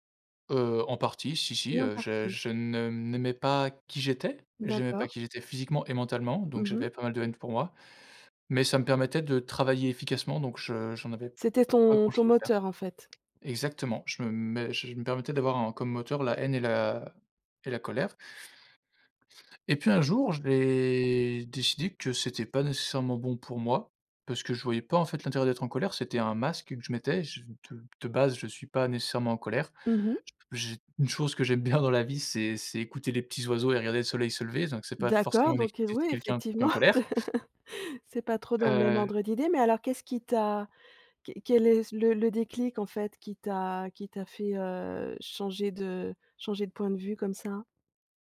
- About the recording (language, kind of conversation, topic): French, podcast, Comment cultives-tu la bienveillance envers toi-même ?
- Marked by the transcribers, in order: other background noise; tapping; chuckle